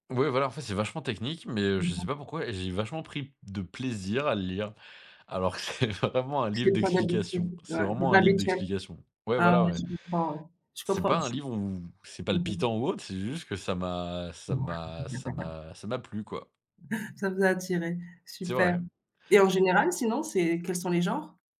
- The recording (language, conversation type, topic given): French, unstructured, Est-il préférable de lire un livre ou de regarder un film pour se détendre après une longue journée ?
- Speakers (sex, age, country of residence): female, 35-39, Portugal; male, 35-39, Netherlands
- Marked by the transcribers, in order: laughing while speaking: "que c'est vraiment un livre d'explications"; chuckle